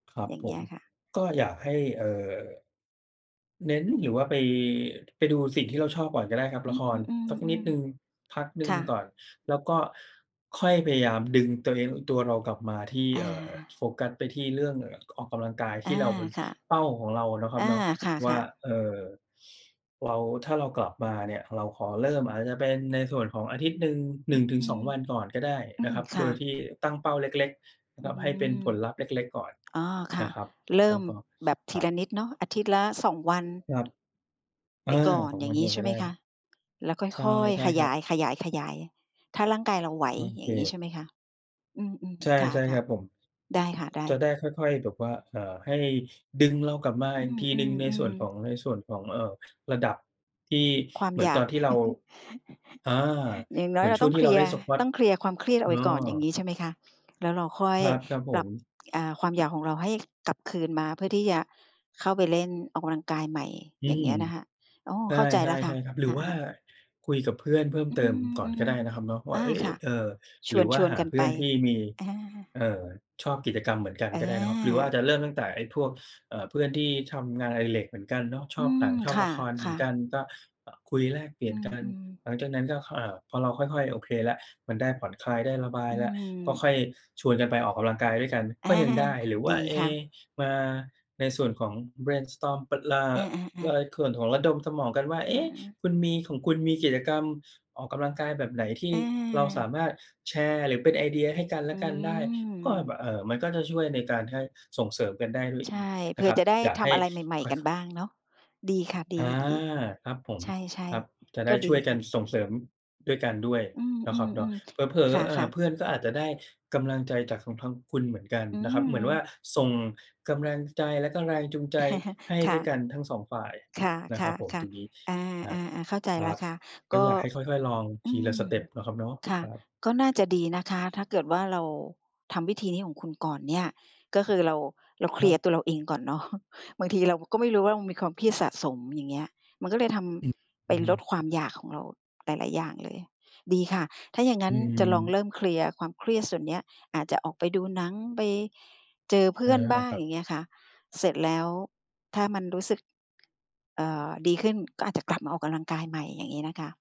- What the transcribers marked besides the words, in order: tapping; other background noise; chuckle; laughing while speaking: "อา"; in English: "เบรนสตอร์ม"; chuckle; laughing while speaking: "เนาะ"
- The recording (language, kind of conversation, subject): Thai, advice, คุณสูญเสียแรงจูงใจและหยุดออกกำลังกายบ่อย ๆ เพราะอะไร?